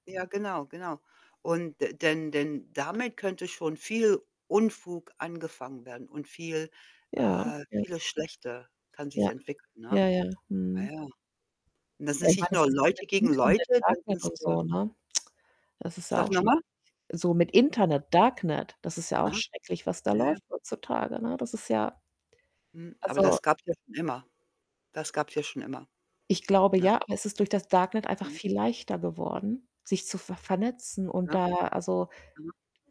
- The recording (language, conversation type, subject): German, unstructured, Glaubst du, dass soziale Medien unserer Gesellschaft mehr schaden als nutzen?
- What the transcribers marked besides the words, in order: static; other background noise; distorted speech; tongue click; unintelligible speech; unintelligible speech